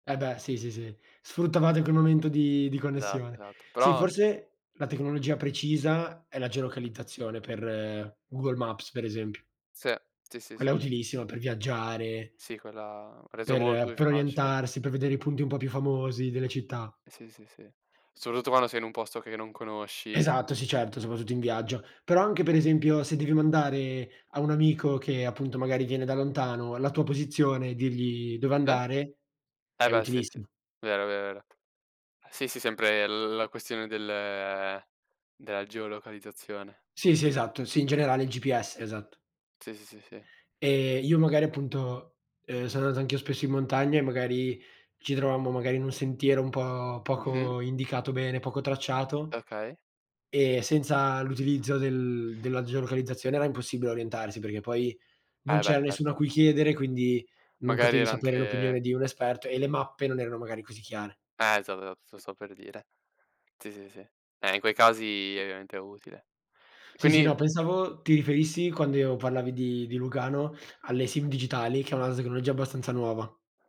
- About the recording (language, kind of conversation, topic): Italian, unstructured, Quale tecnologia ti ha reso la vita più facile?
- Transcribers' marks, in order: tapping; unintelligible speech; "tecnologia" said as "zecnologia"